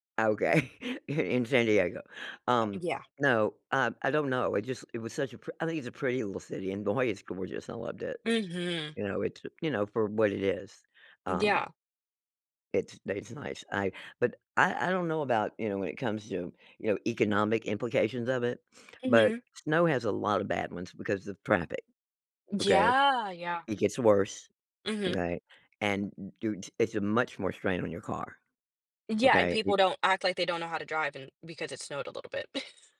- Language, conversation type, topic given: English, unstructured, Which do you prefer, summer or winter?
- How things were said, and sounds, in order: chuckle; chuckle